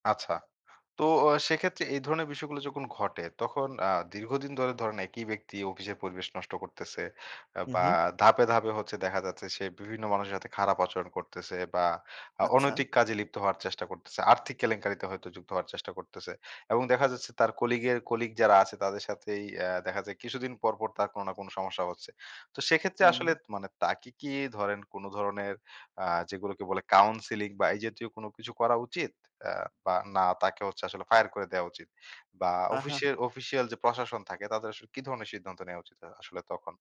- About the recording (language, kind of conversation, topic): Bengali, podcast, অফিসে বিষাক্ত আচরণের মুখে পড়লে আপনি কীভাবে পরিস্থিতি সামলান?
- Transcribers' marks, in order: other noise; stressed: "আর্থিক"